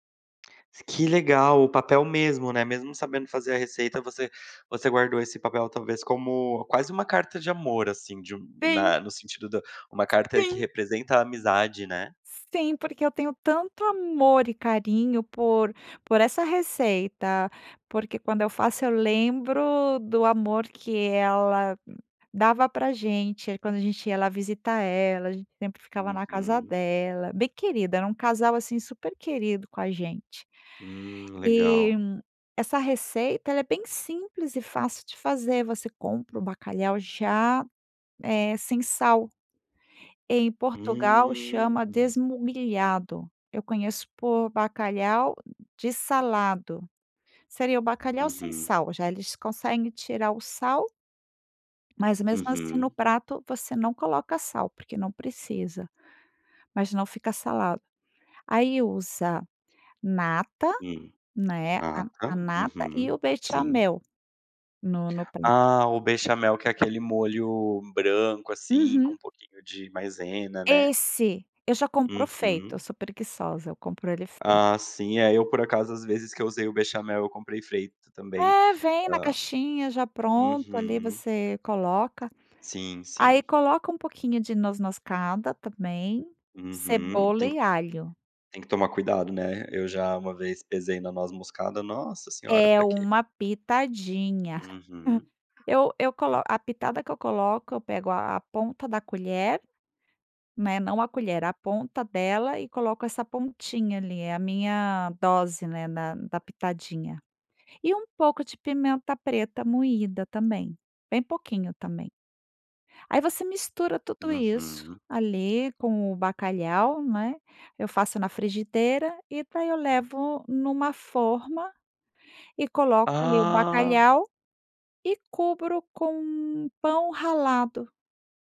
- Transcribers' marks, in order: other background noise; "salgado" said as "salado"; chuckle
- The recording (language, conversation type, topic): Portuguese, podcast, Que receita caseira você faz quando quer consolar alguém?